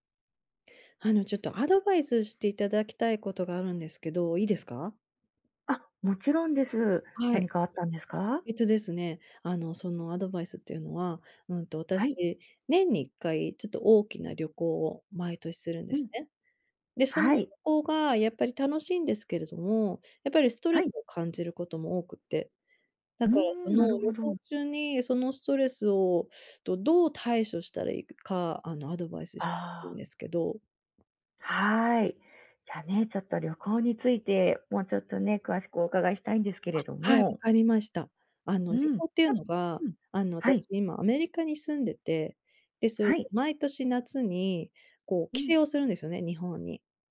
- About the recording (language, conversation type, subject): Japanese, advice, 旅行中に不安やストレスを感じたとき、どうすれば落ち着けますか？
- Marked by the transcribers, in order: tapping